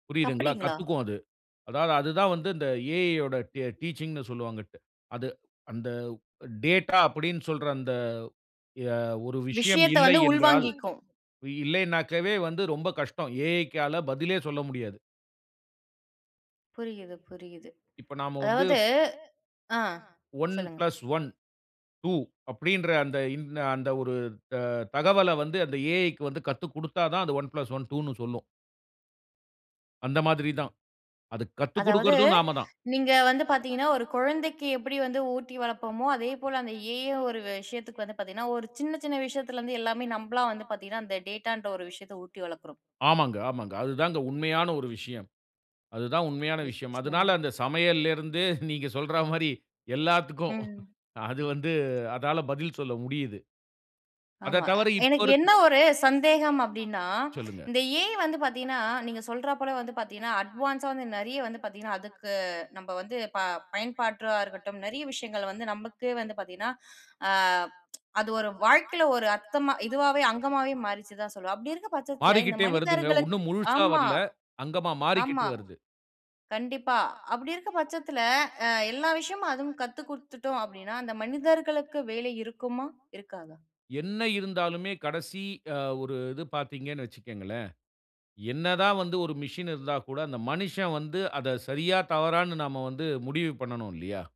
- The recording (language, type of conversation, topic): Tamil, podcast, AI உதவியாளரை தினசரி செயல்திறன் மேம்பாட்டிற்காக எப்படிப் பயன்படுத்தலாம்?
- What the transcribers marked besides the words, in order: other background noise; surprised: "அப்டிங்களா?"; snort